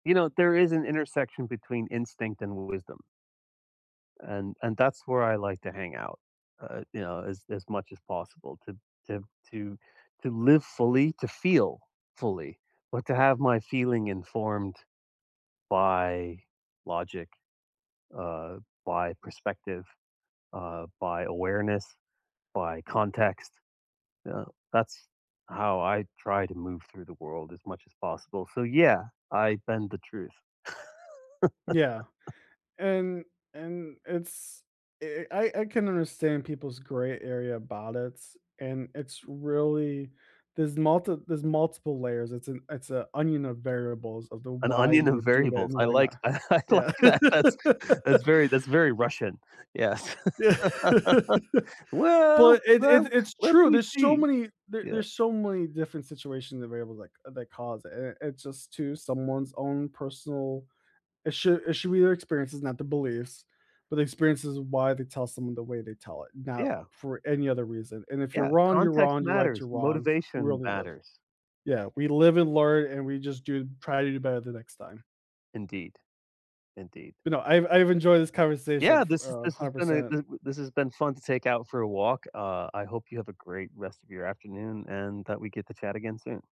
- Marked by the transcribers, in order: laugh; laughing while speaking: "tha I like that. That's"; laugh; laughing while speaking: "Yeah"; laughing while speaking: "yes"; laugh
- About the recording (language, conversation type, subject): English, unstructured, Is it ever okay to bend the truth to protect someone?